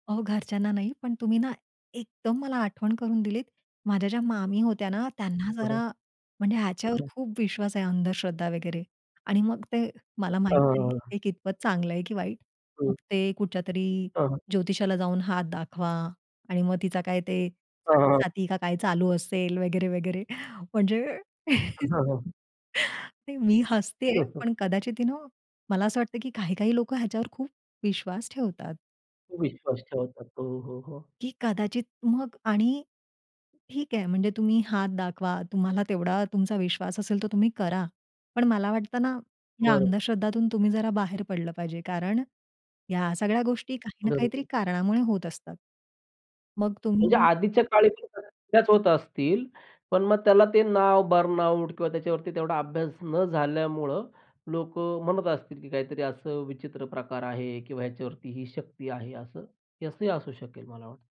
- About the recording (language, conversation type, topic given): Marathi, podcast, मानसिक थकवा
- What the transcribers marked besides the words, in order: stressed: "एकदम"; laughing while speaking: "वगैरे, वगैरे म्हणजे"; chuckle; in English: "यू नो"; other noise; in English: "बर्नआउट"